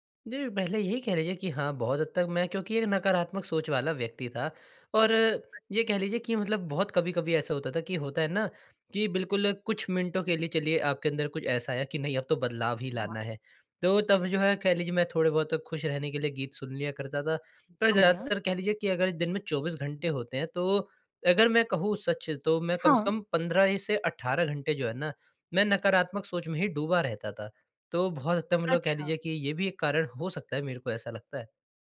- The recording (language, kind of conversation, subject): Hindi, podcast, तुम्हारी संगीत पसंद में सबसे बड़ा बदलाव कब आया?
- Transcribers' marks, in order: unintelligible speech